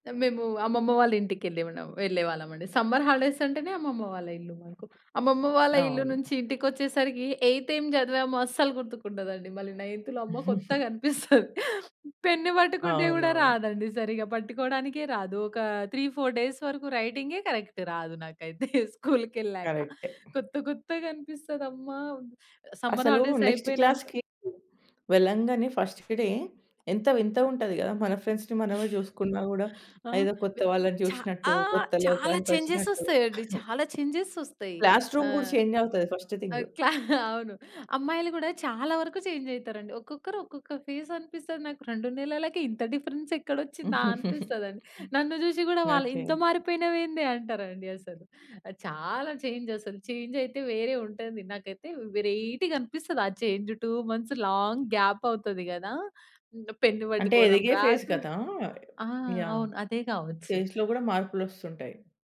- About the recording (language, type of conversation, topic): Telugu, podcast, మీరు పాఠశాల సెలవుల్లో చేసే ప్రత్యేక హాబీ ఏమిటి?
- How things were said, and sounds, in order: in English: "సమ్మర్ హాలిడేస్"; in English: "ఎయిత్"; giggle; in English: "నైన్త్‌లో"; chuckle; in English: "త్రీ ఫోర్ డేస్"; in English: "కరెక్ట్"; laughing while speaking: "నాకైతే స్కూల్‌కెళ్ళాక"; in English: "సమ్మర్ హాలిడేస్"; in English: "నెక్స్ట్ క్లాస్‌కి"; in English: "ఫస్ట్ డే"; in English: "ఫ్రెండ్స్‌ని"; in English: "చేంజెస్"; in English: "చేంజెస్"; cough; in English: "క్లాస్ రూమ్"; chuckle; in English: "చేంజ్"; in English: "ఫస్ట్"; in English: "చేంజ్"; other background noise; in English: "డిఫరెన్స్"; chuckle; in English: "చేంజ్"; in English: "వేరైటీగా"; in English: "చేంజ్ టూ మంత్స్ లాంగ్ గ్యాప్"; tapping; in English: "ఫేస్"; in English: "ఫేస్‌లో"